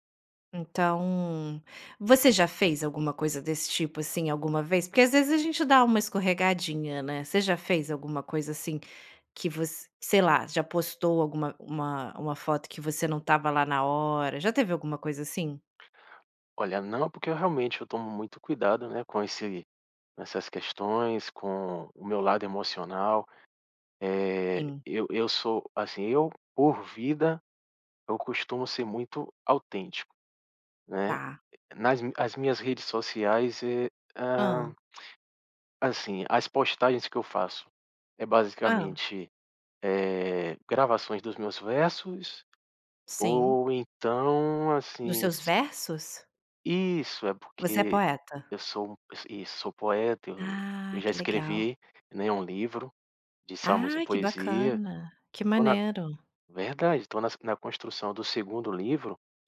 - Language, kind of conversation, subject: Portuguese, podcast, As redes sociais ajudam a descobrir quem você é ou criam uma identidade falsa?
- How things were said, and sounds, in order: none